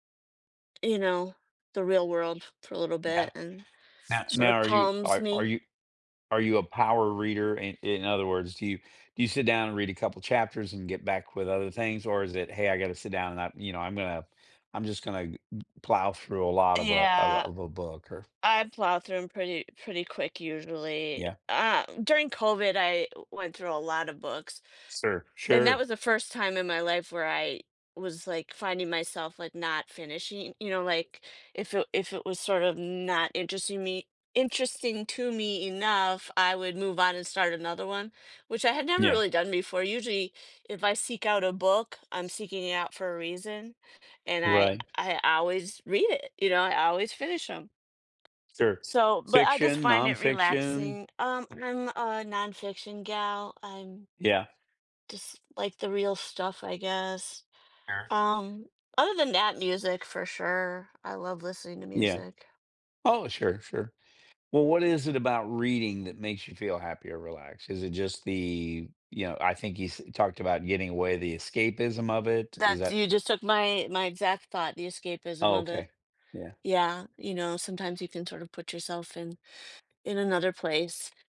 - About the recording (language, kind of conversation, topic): English, unstructured, How do your favorite hobbies improve your mood or well-being?
- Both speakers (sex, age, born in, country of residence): female, 50-54, United States, United States; male, 60-64, United States, United States
- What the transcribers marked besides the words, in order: other background noise; tapping